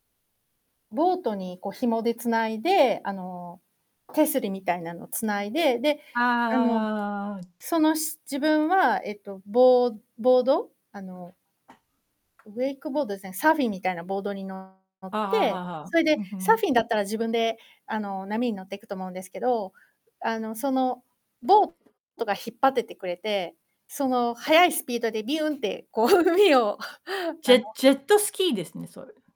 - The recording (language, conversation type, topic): Japanese, unstructured, 将来やってみたいことは何ですか？
- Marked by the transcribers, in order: other background noise; static; tapping; distorted speech; laughing while speaking: "こう、海を"; chuckle